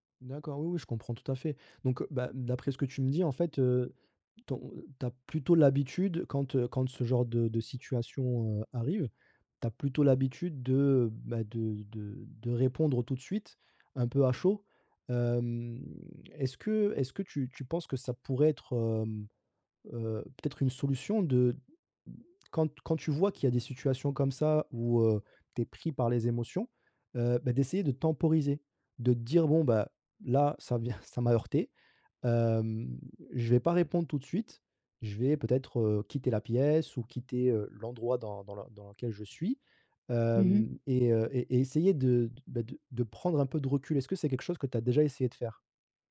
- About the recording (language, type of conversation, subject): French, advice, Comment communiquer quand les émotions sont vives sans blesser l’autre ni soi-même ?
- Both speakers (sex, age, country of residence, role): female, 30-34, France, user; male, 30-34, France, advisor
- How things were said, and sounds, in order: none